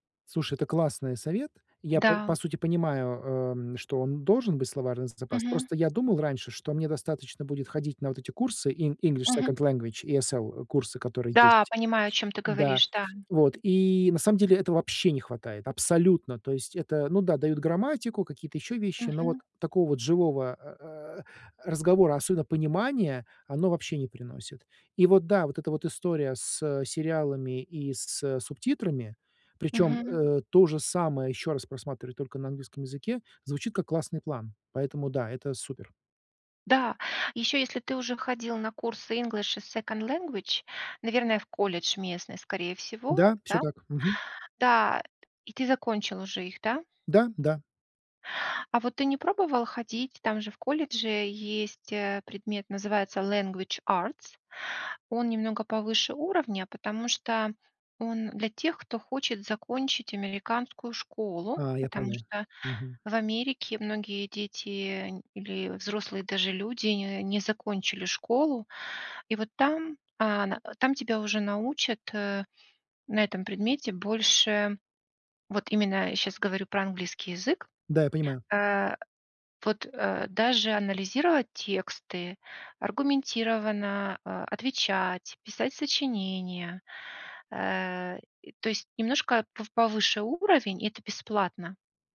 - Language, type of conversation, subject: Russian, advice, Как мне легче заводить друзей в новой стране и в другой культуре?
- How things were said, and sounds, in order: other background noise